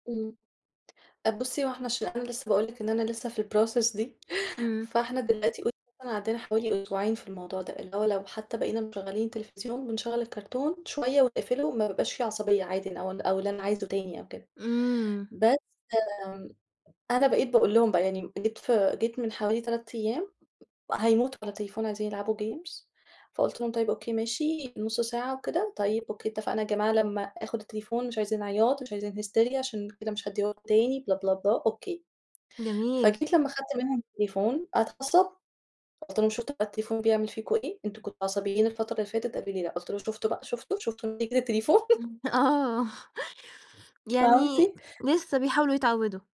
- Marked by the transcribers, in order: in English: "الprocess"; chuckle; in English: "games"; in English: "hysteria"; in English: "بلا، بلا، بلا"; laugh; laughing while speaking: "آه"
- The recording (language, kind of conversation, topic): Arabic, podcast, إزاي بتحطوا حدود لوقت استخدام الشاشات؟